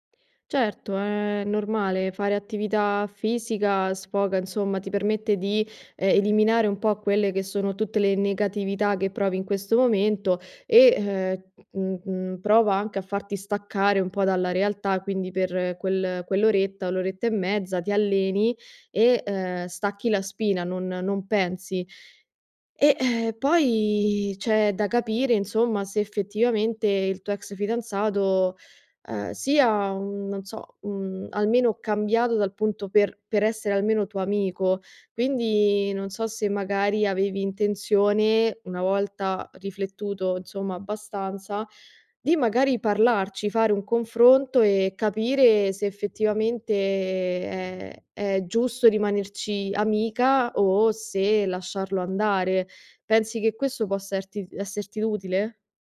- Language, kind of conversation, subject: Italian, advice, Dovrei restare amico del mio ex?
- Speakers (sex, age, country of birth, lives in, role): female, 25-29, Italy, Italy, advisor; female, 25-29, Italy, Italy, user
- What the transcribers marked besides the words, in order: unintelligible speech